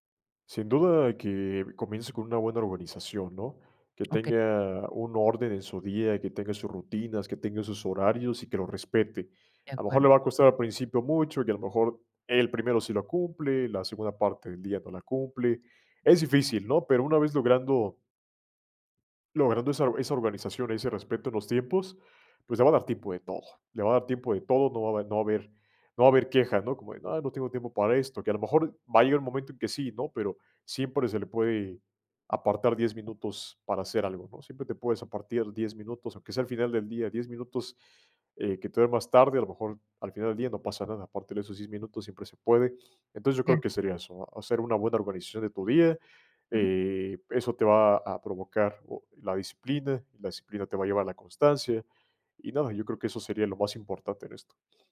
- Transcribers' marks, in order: none
- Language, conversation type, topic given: Spanish, podcast, ¿Cómo combinas el trabajo, la familia y el aprendizaje personal?